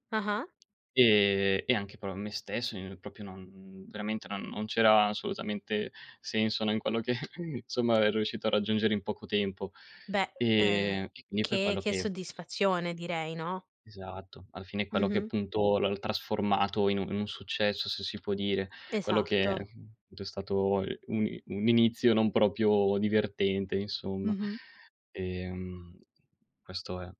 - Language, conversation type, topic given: Italian, podcast, Puoi raccontarmi un esempio di un fallimento che poi si è trasformato in un successo?
- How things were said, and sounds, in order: "proprio" said as "propio"; tapping; chuckle